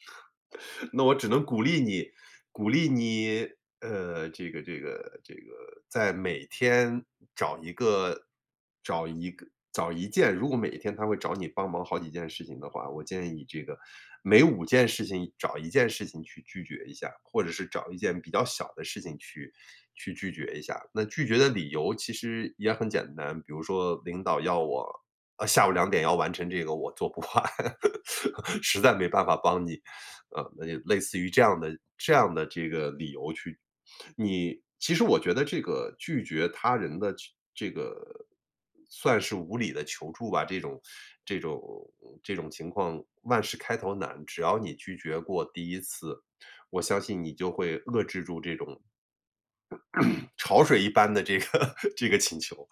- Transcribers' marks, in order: other background noise; laughing while speaking: "完"; laugh; throat clearing; laughing while speaking: "这个"
- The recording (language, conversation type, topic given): Chinese, advice, 我工作量太大又很难拒绝别人，精力很快耗尽，该怎么办？